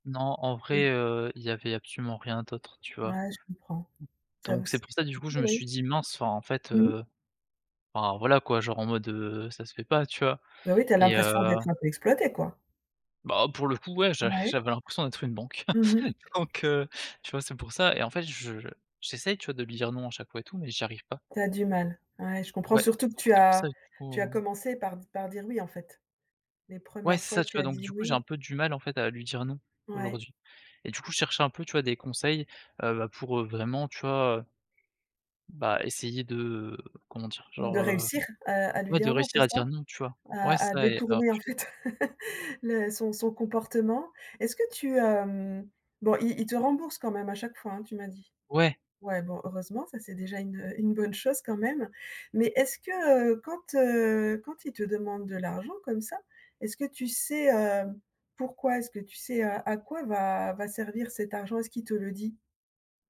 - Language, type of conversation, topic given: French, advice, Comment puis-je apprendre à dire non aux demandes d’un ami ?
- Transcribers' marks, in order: other background noise; chuckle; chuckle